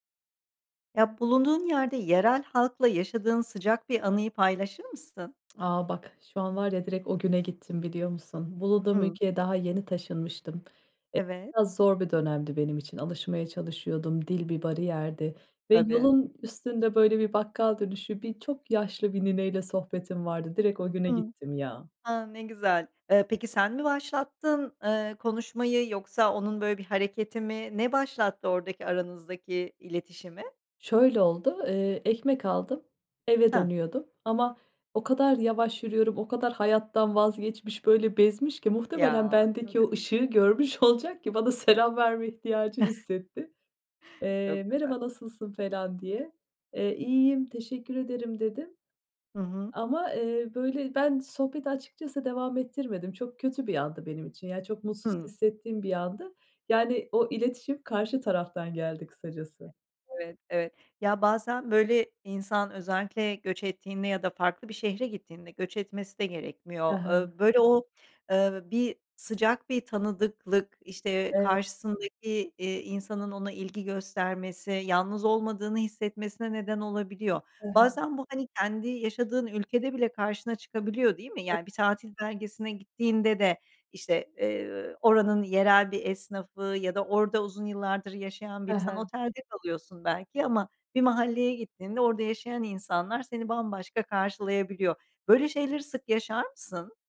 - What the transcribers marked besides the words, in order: other background noise; laughing while speaking: "olacak ki"; laughing while speaking: "selam verme ihtiyacı hissetti"; chuckle; unintelligible speech
- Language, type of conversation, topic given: Turkish, podcast, Yerel halkla yaşadığın sıcak bir anıyı paylaşır mısın?